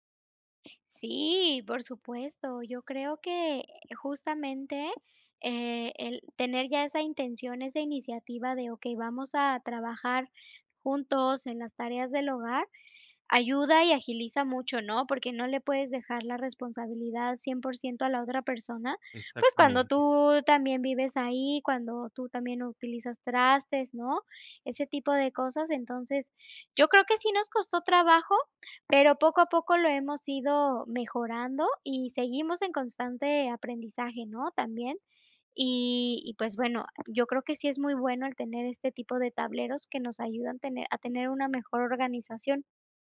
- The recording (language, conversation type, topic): Spanish, podcast, ¿Cómo organizas las tareas del hogar en familia?
- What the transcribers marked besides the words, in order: tapping